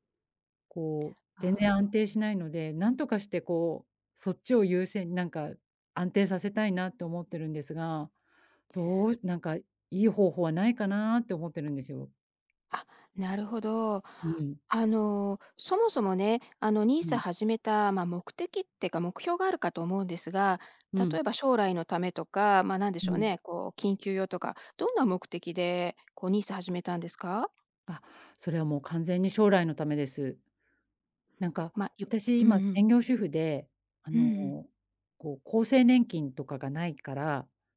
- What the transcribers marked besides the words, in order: tapping
- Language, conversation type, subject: Japanese, advice, 毎月決まった額を貯金する習慣を作れないのですが、どうすれば続けられますか？